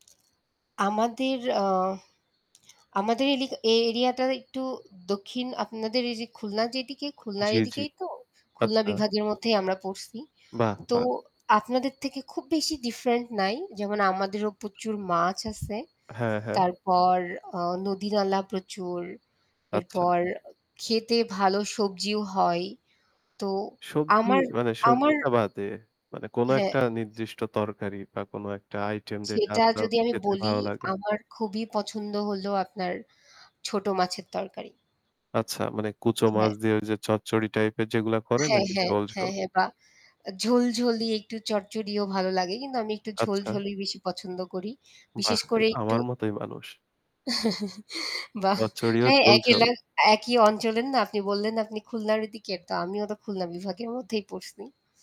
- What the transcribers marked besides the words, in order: static; other background noise; tapping; in English: "different"; distorted speech; chuckle
- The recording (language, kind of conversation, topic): Bengali, unstructured, আপনার প্রিয় খাবার কোনটি, এবং কেন?
- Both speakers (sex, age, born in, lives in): female, 25-29, Bangladesh, Bangladesh; male, 25-29, Bangladesh, Bangladesh